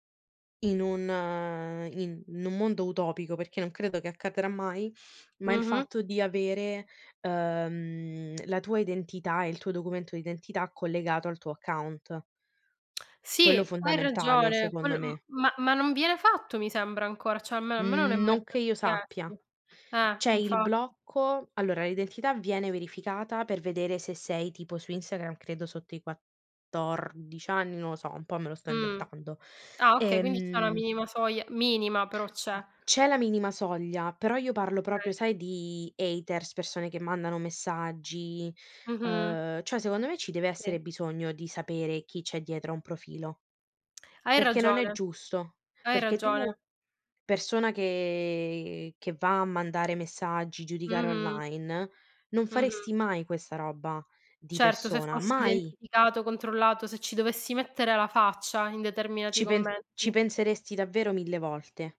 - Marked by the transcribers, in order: other background noise; "credo" said as "creto"; "accadrà" said as "accatrà"; "almeno" said as "ammeno"; "Instagram" said as "Insagram"; "lo" said as "o"; other noise; "proprio" said as "propio"; in English: "haters"; tapping
- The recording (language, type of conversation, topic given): Italian, unstructured, Pensi che i social media migliorino o peggiorino la comunicazione?